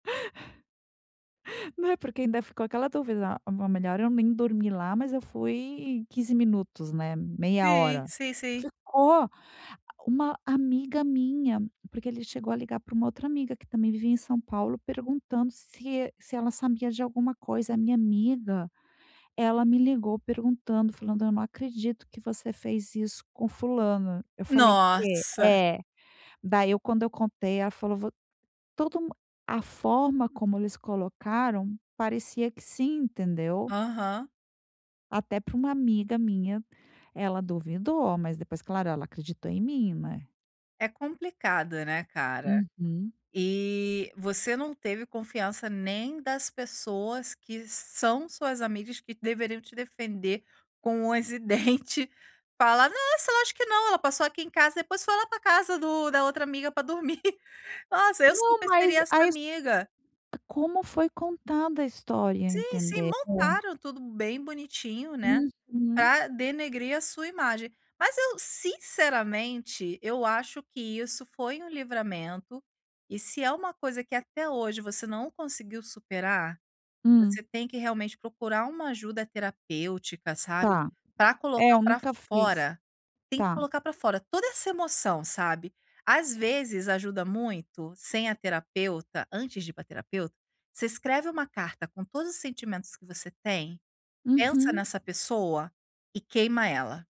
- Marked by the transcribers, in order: tapping; giggle; other background noise
- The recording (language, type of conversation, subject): Portuguese, advice, Como posso lembrar do meu amor passado sem deixar que isso me impeça de seguir em frente?